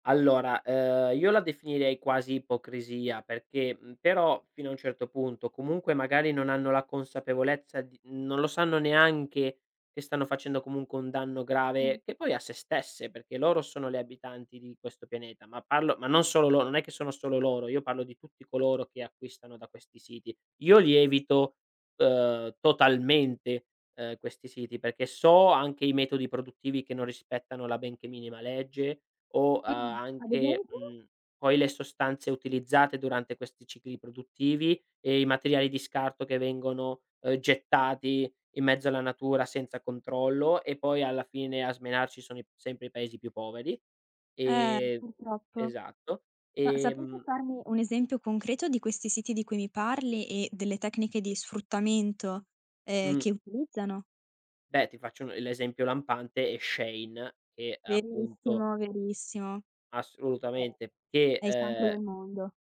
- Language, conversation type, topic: Italian, podcast, In che modo la sostenibilità entra nelle tue scelte di stile?
- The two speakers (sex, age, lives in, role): female, 20-24, Italy, host; male, 25-29, Italy, guest
- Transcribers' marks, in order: "proprio" said as "propio"